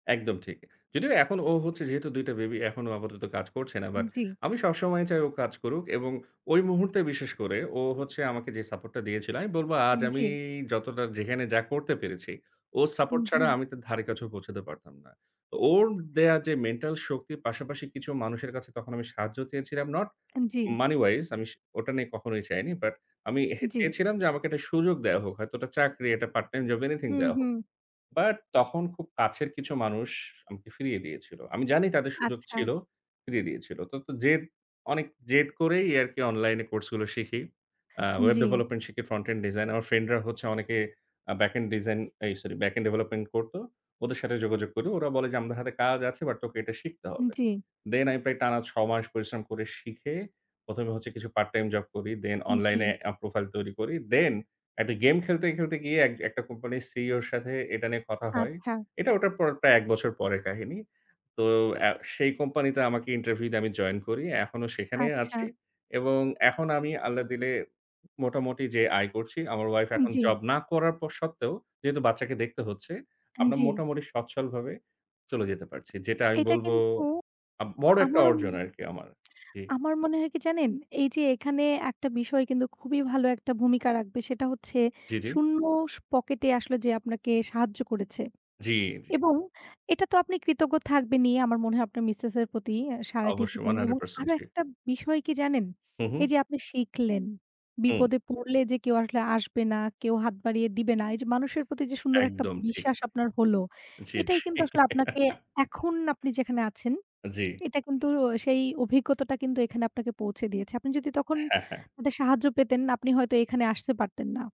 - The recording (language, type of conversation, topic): Bengali, unstructured, কোন অভিজ্ঞতা আপনাকে সবচেয়ে বেশি বদলে দিয়েছে?
- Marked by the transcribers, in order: in English: "Not money wise"; scoff; laughing while speaking: "জি"; giggle